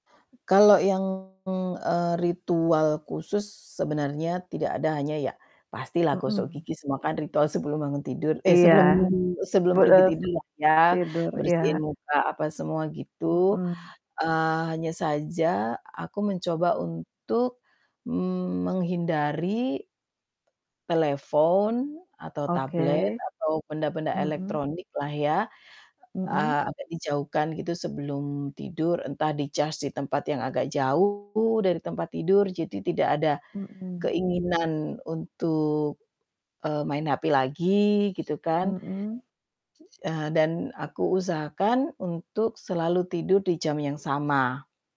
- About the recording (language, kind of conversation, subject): Indonesian, unstructured, Bagaimana peran tidur dalam menjaga suasana hati kita?
- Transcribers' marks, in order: other background noise; static; distorted speech; in English: "di-charge"